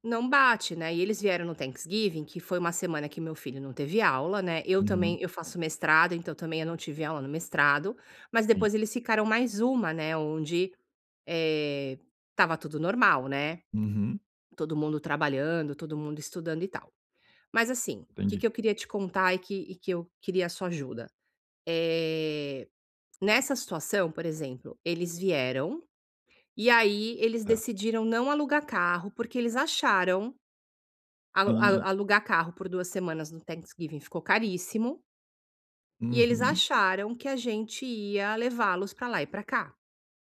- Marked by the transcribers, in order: in English: "Thanksgiving"; in English: "Thanksgiving"
- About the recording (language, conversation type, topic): Portuguese, advice, Como posso estabelecer limites com familiares próximos sem magoá-los?